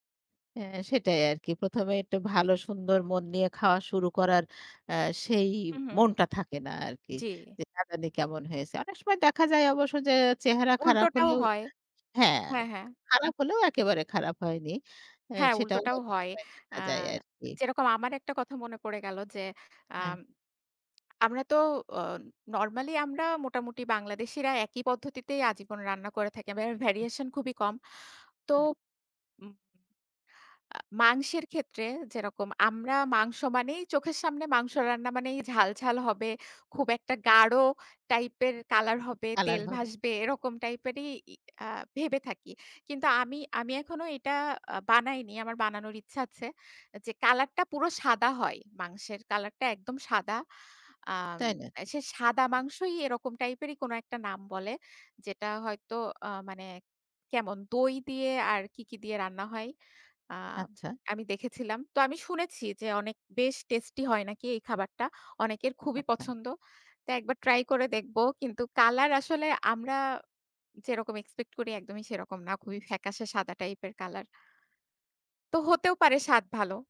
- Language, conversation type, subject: Bengali, unstructured, কোন খাবার আপনার মেজাজ ভালো করে তোলে?
- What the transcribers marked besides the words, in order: lip smack; other background noise